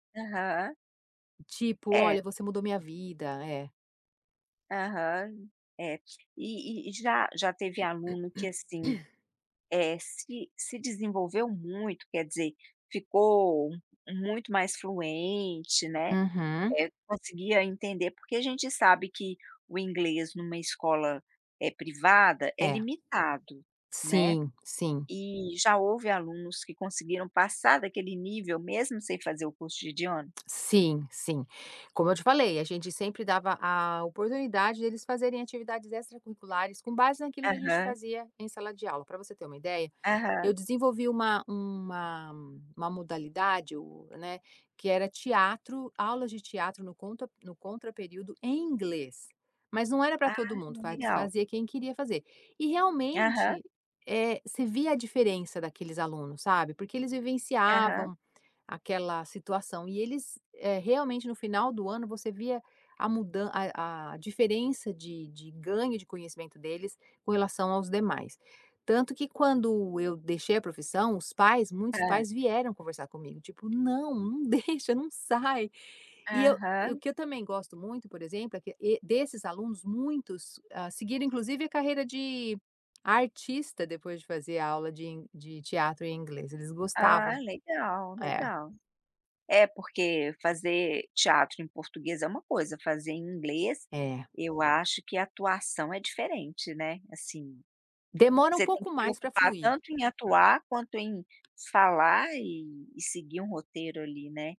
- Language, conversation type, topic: Portuguese, podcast, O que te dá orgulho na sua profissão?
- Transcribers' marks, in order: tapping; throat clearing; laughing while speaking: "não deixa"